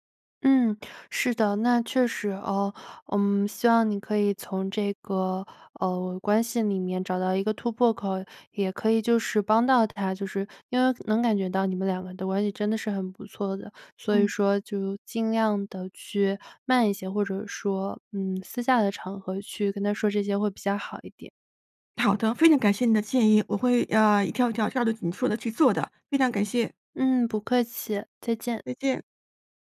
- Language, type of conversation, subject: Chinese, advice, 在工作中该如何给同事提供负面反馈？
- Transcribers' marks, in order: tapping